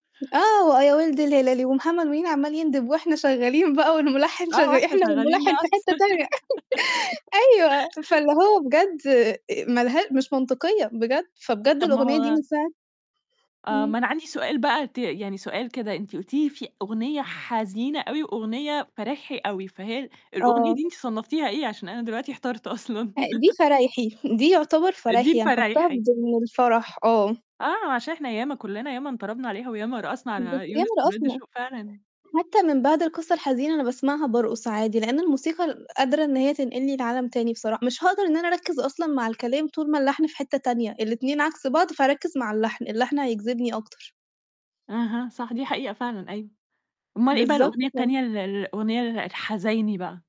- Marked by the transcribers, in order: laughing while speaking: "وإحنا شغالين بقى والمُلحِّن شغّال إحنا والمُلحِّن في حتّة تانية"; giggle; laugh; other background noise; laugh; distorted speech
- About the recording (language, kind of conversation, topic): Arabic, podcast, إيه الأغنية اللي بتحس إنها شريط حياتك؟